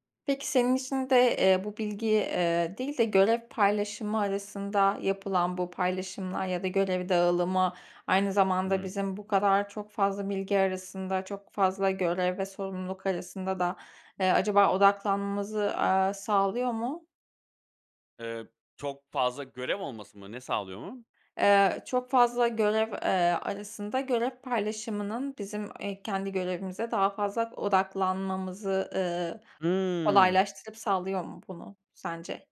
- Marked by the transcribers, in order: drawn out: "Hı"
- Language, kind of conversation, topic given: Turkish, podcast, Gelen bilgi akışı çok yoğunken odaklanmanı nasıl koruyorsun?